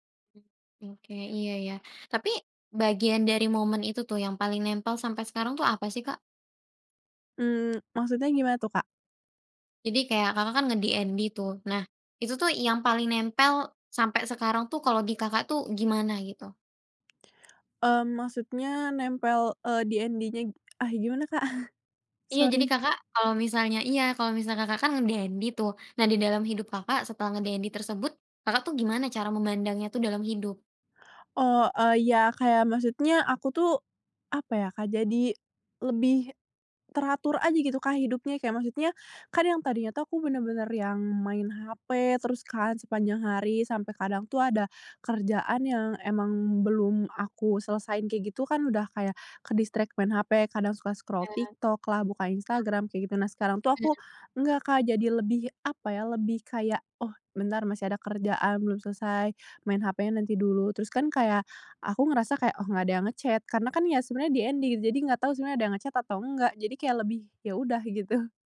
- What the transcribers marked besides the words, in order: tapping; in English: "nge-DND"; in English: "DND-nya"; other background noise; chuckle; in English: "Sorry"; in English: "nge-DND"; in English: "nge-DND"; in English: "ke-distract"; in English: "scroll"; in English: "nge-chat"; in English: "DND"; in English: "nge-chat"
- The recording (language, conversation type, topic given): Indonesian, podcast, Bisakah kamu menceritakan momen tenang yang membuatmu merasa hidupmu berubah?